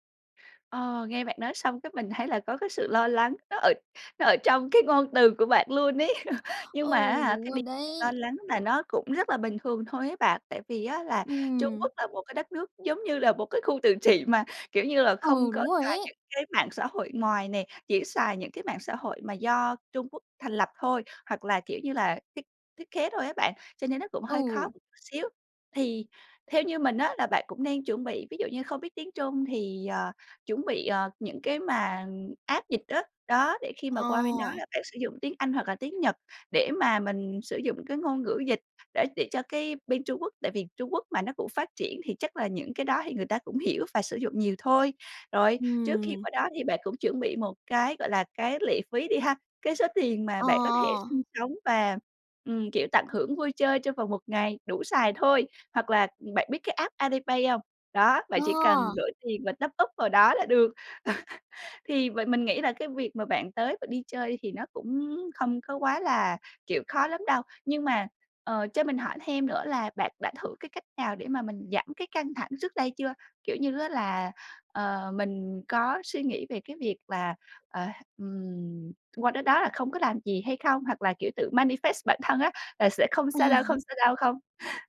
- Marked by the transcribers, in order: other background noise; laughing while speaking: "trong cái ngôn từ của bạn luôn ấy"; laugh; tapping; laughing while speaking: "trị"; in English: "app"; in English: "app"; in English: "tốp úp"; "topup" said as "tốp úp"; laugh; in English: "manifest"; laughing while speaking: "Ờ"
- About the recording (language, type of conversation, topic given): Vietnamese, advice, Làm sao để giảm bớt căng thẳng khi đi du lịch xa?